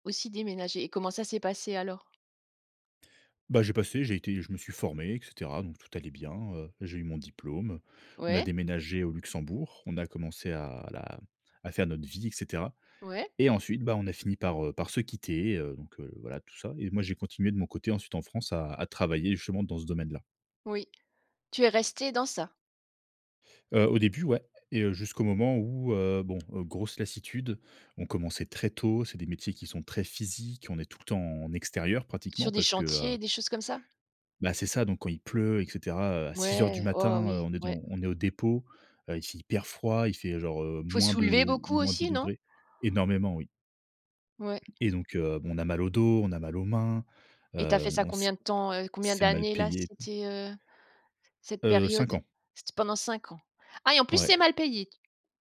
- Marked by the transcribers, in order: stressed: "physiques"
- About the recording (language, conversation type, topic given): French, podcast, Qu’est-ce qui t’a poussé à changer de carrière ?